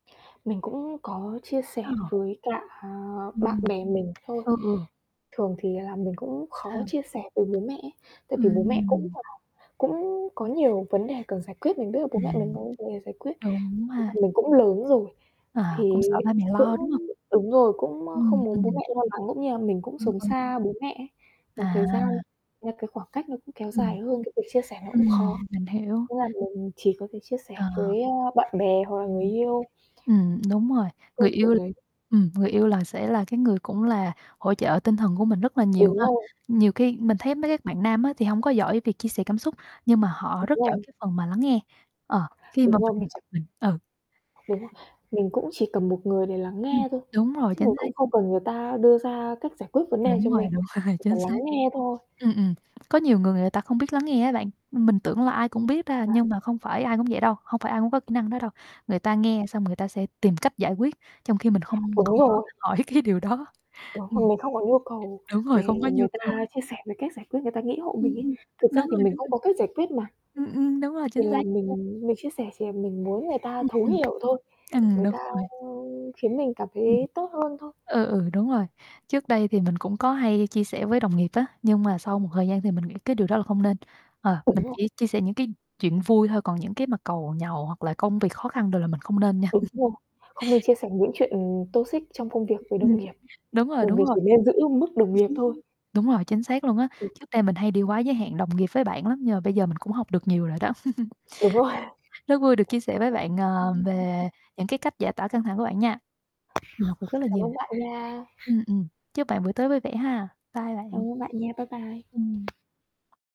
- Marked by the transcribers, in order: tapping; other background noise; distorted speech; unintelligible speech; laughing while speaking: "rồi"; laughing while speaking: "hỏi cái điều đó"; unintelligible speech; chuckle; in English: "toxic"; chuckle; chuckle; laughing while speaking: "rồi"
- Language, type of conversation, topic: Vietnamese, unstructured, Bạn thường làm gì khi cảm thấy căng thẳng?